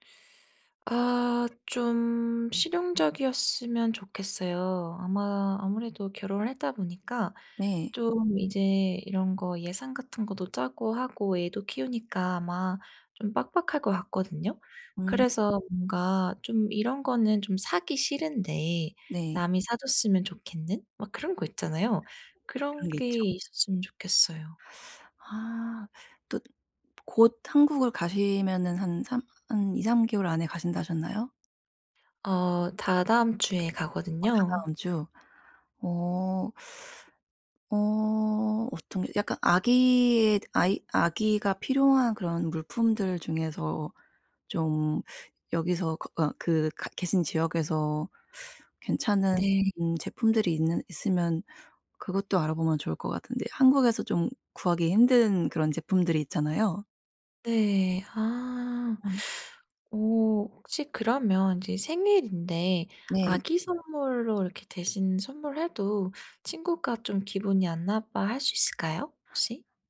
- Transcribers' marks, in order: other background noise; teeth sucking; teeth sucking
- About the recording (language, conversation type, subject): Korean, advice, 친구 생일 선물을 예산과 취향에 맞춰 어떻게 고르면 좋을까요?